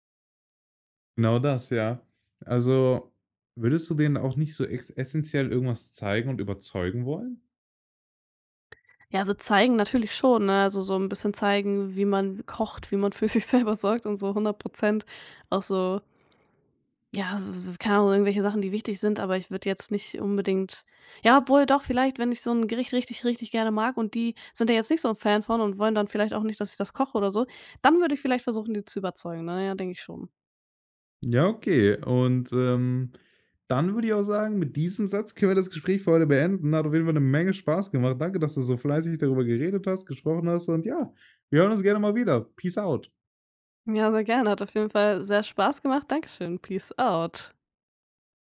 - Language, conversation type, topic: German, podcast, Wie gebt ihr Familienrezepte und Kochwissen in eurer Familie weiter?
- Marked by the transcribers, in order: laughing while speaking: "für sich selber sorgt"; in English: "Peace out"; in English: "Peace out"